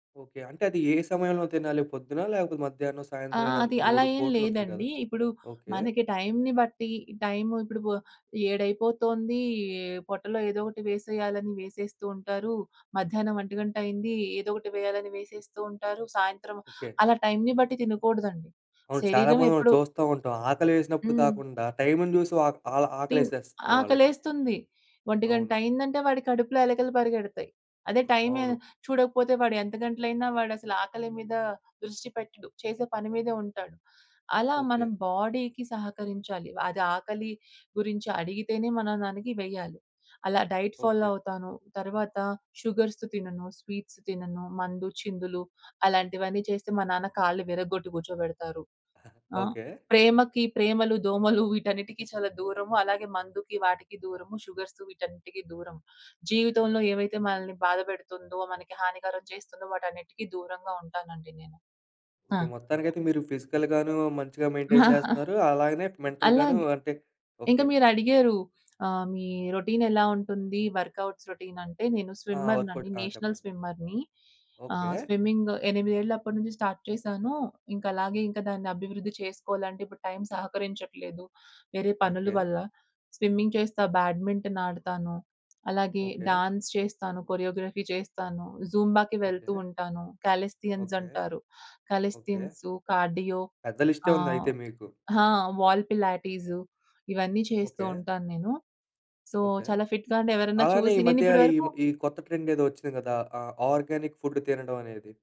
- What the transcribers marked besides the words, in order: other background noise; in English: "బాడీకి"; in English: "డైట్ ఫాలో"; in English: "షుగర్స్"; in English: "స్వీట్స్"; chuckle; in English: "షుగర్స్"; in English: "ఫిజికల్‌గాను"; chuckle; in English: "మెయింటైన్"; other noise; in English: "మెంటల్‌గాను"; in English: "రొటీన్"; in English: "వర్కౌట్స్ రొటీన్"; in English: "స్విమ్మర్‌నండి. నేషనల్ స్విమ్మర్‌ని"; in English: "వర్కౌట్"; in English: "స్టార్ట్"; in English: "స్విమ్మింగ్"; in English: "బ్యాడ్మింటన్"; in English: "డాన్స్"; in English: "కొరియోగ్రఫీ"; in English: "జుంబాకి"; in English: "కాలేస్థియన్స్"; in English: "కార్డియో"; in English: "సో"; in English: "ఫిట్‌గా"; in English: "ట్రెండ్"; in English: "ఆర్గానిక్ ఫుడ్"
- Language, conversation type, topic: Telugu, podcast, మీ ఆరోగ్యానికి సంబంధించి తక్షణ సౌకర్యం మరియు దీర్ఘకాల ప్రయోజనం మధ్య మీరు ఎలా నిర్ణయం తీసుకున్నారు?